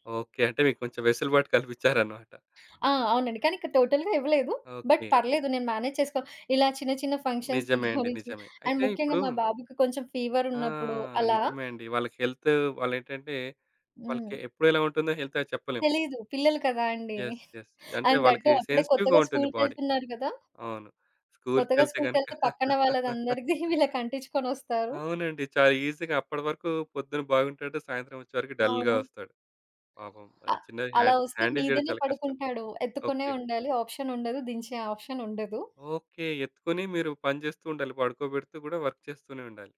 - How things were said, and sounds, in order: in English: "టోటల్‌గా"; in English: "బట్"; other background noise; in English: "మేనేజ్"; in English: "ఫంక్షన్స్‌కి"; in English: "అండ్"; tapping; in English: "హెల్త్"; in English: "యెస్. యెస్"; in English: "అండ్ థట్ టు"; in English: "సెన్సిటివ్‌గా"; in English: "బాడీ"; laugh; giggle; in English: "ఈజీగా"; in English: "డల్‌గా"; in English: "హ్యాన్ హ్యాండిల్"; in English: "వర్క్"
- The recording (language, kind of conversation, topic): Telugu, podcast, ఇంటినుంచి పని చేసే అనుభవం మీకు ఎలా ఉంది?